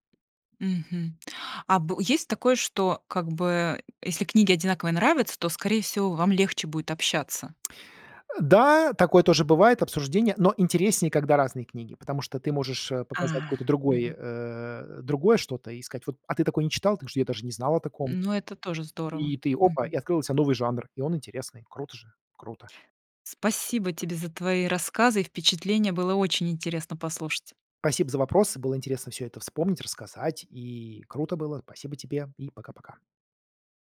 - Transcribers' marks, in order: tapping; "Спасибо" said as "пасибо"
- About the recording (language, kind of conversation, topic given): Russian, podcast, Помнишь момент, когда что‑то стало действительно интересно?